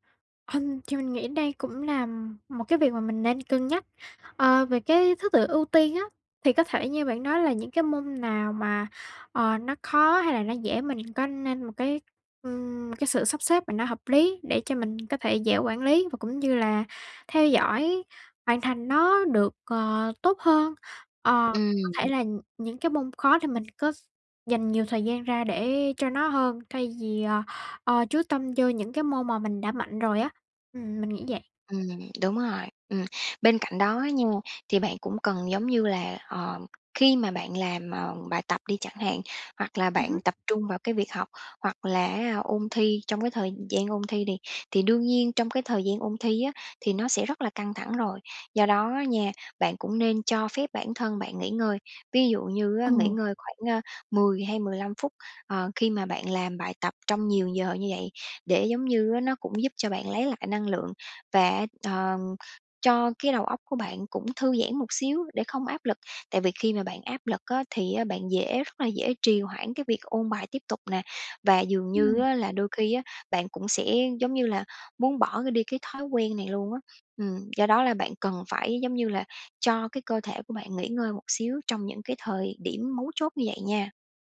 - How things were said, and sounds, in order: other background noise; tapping
- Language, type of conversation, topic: Vietnamese, advice, Làm thế nào để bỏ thói quen trì hoãn các công việc quan trọng?